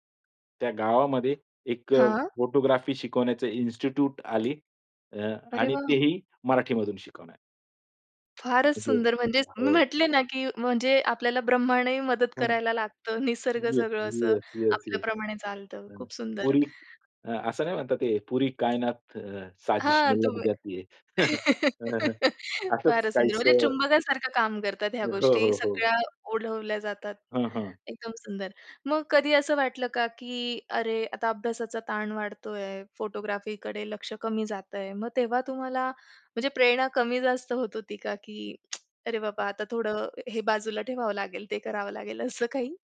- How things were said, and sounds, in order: in English: "फोटोग्राफी"; in English: "इन्स्टिट्यूट"; tapping; unintelligible speech; other background noise; in Hindi: "पुरी कायनात अ, साजिश लग जाती है"; laugh; in English: "फोटोग्राफीकडे"; lip smack
- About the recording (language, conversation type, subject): Marathi, podcast, कला तयार करताना तुला प्रेरणा कशी मिळते?